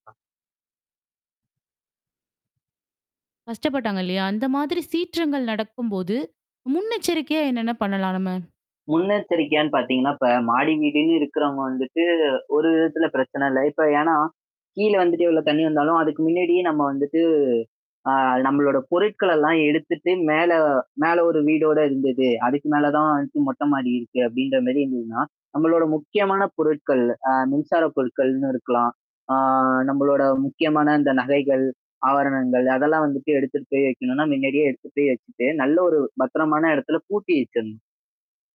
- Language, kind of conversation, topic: Tamil, podcast, சிரமமான கோபத்தைத் தாண்டி உங்கள் வாழ்க்கை எப்படி மாறியது என்ற கதையைப் பகிர முடியுமா?
- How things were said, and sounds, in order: other noise; static; distorted speech; "முன்னாடியே" said as "மின்னாடியே"; "ஆபரணங்கள்" said as "ஆவரணங்கள்"; "முன்னாடியே" said as "மின்னாடியே"